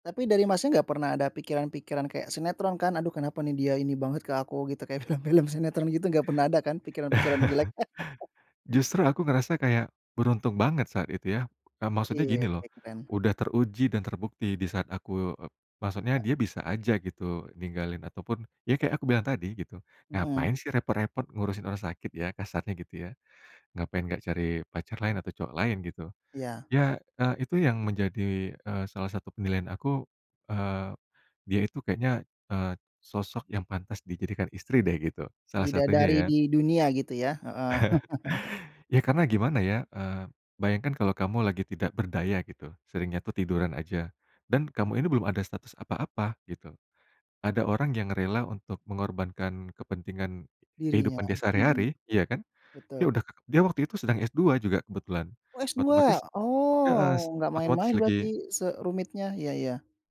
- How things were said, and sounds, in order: laughing while speaking: "film-film"; chuckle; other background noise; chuckle
- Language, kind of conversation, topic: Indonesian, podcast, Bisa ceritakan tentang orang yang pernah menolong kamu saat sakit atau kecelakaan?